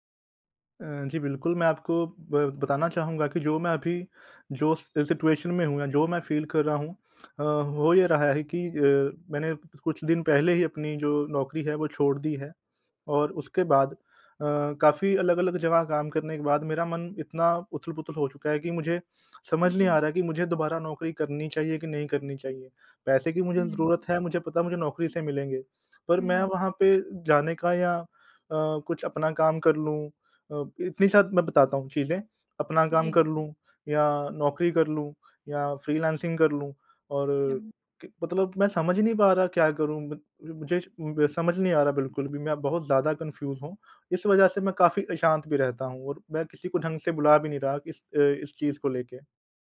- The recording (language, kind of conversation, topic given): Hindi, advice, मैं मन की उथल-पुथल से अलग होकर शांत कैसे रह सकता हूँ?
- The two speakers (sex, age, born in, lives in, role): female, 25-29, India, India, advisor; male, 30-34, India, India, user
- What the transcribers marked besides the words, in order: in English: "सिचुएशन"; in English: "फ़ील"; in English: "फ्रीलांसिंग"; in English: "कन्फ़्यूज़"